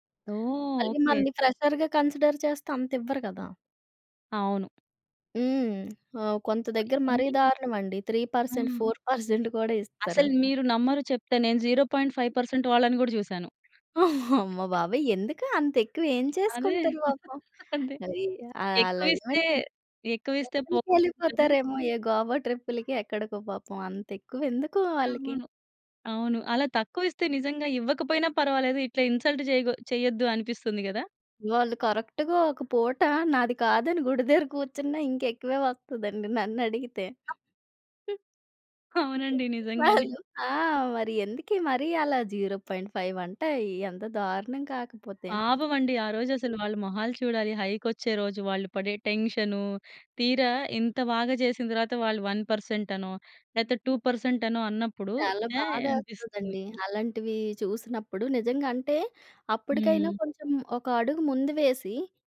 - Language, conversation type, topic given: Telugu, podcast, ఉద్యోగ మార్పు కోసం ఆర్థికంగా ఎలా ప్లాన్ చేసావు?
- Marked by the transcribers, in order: in English: "ఫ్రెషర్‌గా కన్సిడర్"; in English: "సో"; in English: "త్రీ పర్సెంట్, ఫోర్ పర్సెంట్"; in English: "జీరో పాయింట్ ఫైవ్ పర్సెంట్"; chuckle; tapping; chuckle; unintelligible speech; in English: "ఇన్సల్ట్"; in English: "కరెక్ట్‌గా"; other noise; chuckle; in English: "జీరో పాయింట్ ఫైవ్"; other background noise; in English: "హైక్"; in English: "వన్ పర్సెంట్"; in English: "టూ పర్సెంట్"; disgusted: "ఛాయ్"